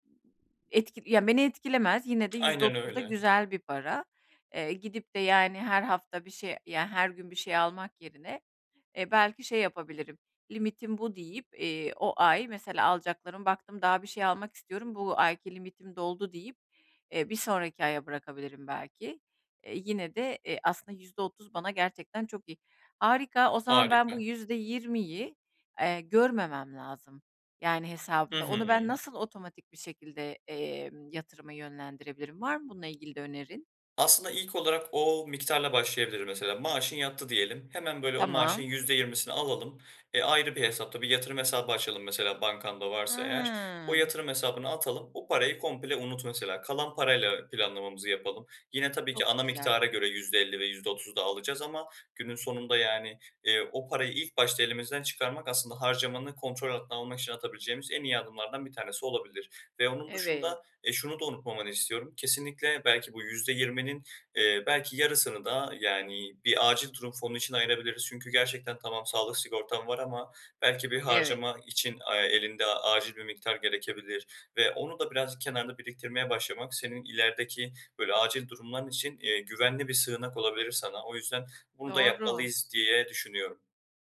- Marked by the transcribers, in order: tapping; other background noise
- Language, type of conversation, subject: Turkish, advice, Kısa vadeli zevklerle uzun vadeli güvenliği nasıl dengelerim?